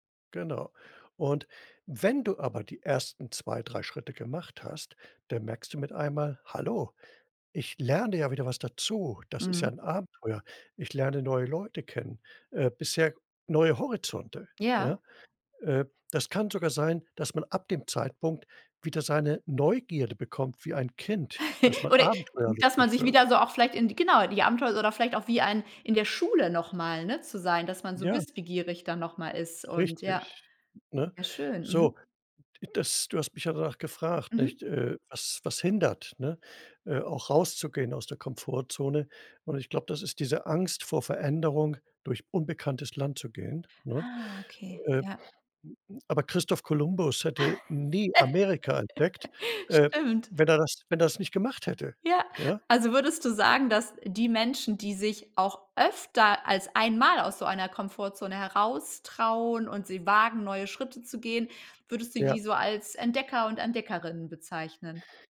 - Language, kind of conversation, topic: German, podcast, Welche Erfahrung hat dich aus deiner Komfortzone geholt?
- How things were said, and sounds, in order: chuckle; laugh; other noise